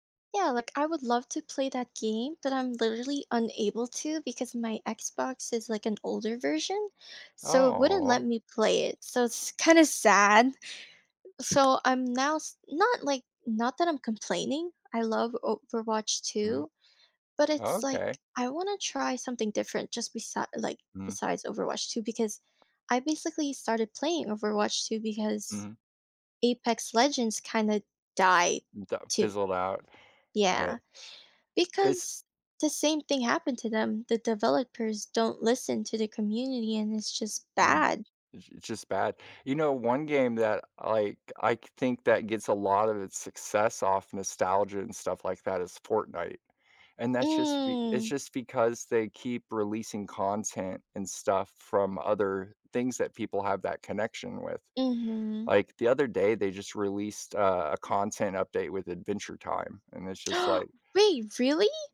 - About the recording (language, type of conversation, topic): English, unstructured, What makes certain video games remain popular for years while others are quickly forgotten?
- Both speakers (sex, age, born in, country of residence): female, 20-24, Philippines, United States; male, 35-39, United States, United States
- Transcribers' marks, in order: other background noise; tapping; gasp